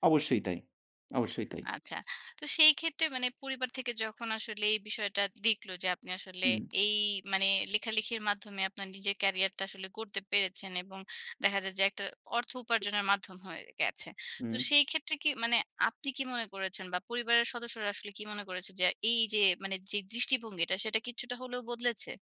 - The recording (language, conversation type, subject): Bengali, podcast, পরিবারের ইচ্ছা আর নিজের ইচ্ছেকে কীভাবে মিলিয়ে নেবেন?
- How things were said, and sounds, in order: other background noise